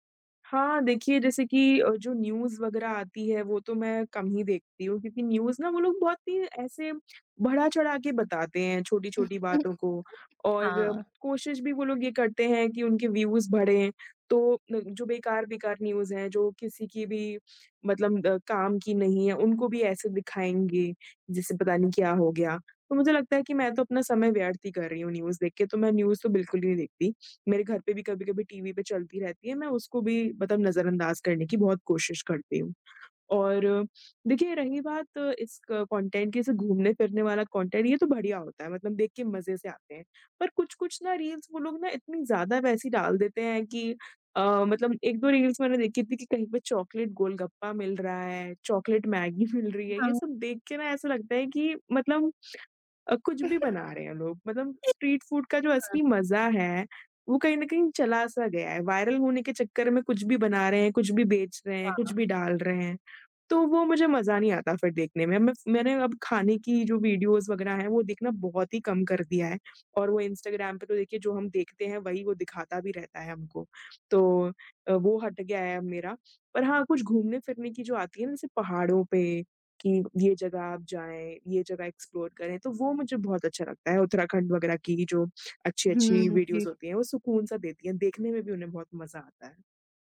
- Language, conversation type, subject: Hindi, podcast, सोशल मीडिया देखने से आपका मूड कैसे बदलता है?
- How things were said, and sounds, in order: chuckle; in English: "न्यूज़"; in English: "कंटेंट"; in English: "कंटेंट"; in English: "रील्स"; in English: "रील्स"; laughing while speaking: "मैगी"; in English: "स्ट्रीट फूड"; chuckle; in English: "वायरल"; in English: "वीडियोज़"; in English: "एक्सप्लोर"; in English: "वीडियोज़"